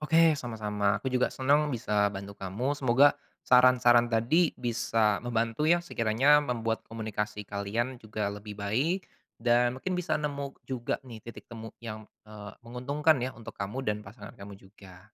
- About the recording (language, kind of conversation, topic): Indonesian, advice, Bagaimana cara menetapkan batasan dengan teman tanpa merusak hubungan yang sudah dekat?
- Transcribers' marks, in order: none